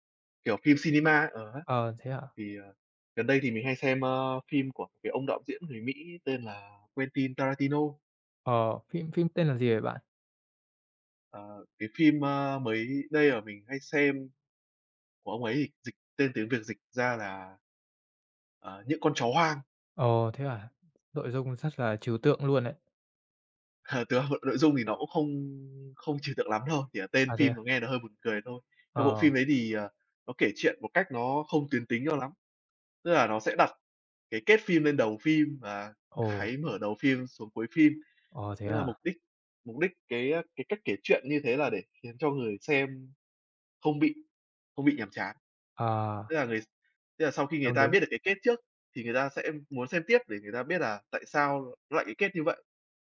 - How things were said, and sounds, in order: in English: "cinema"; laughing while speaking: "Ờ"; other background noise; tapping; laughing while speaking: "cái"
- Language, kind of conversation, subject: Vietnamese, unstructured, Bạn thường dành thời gian rảnh để làm gì?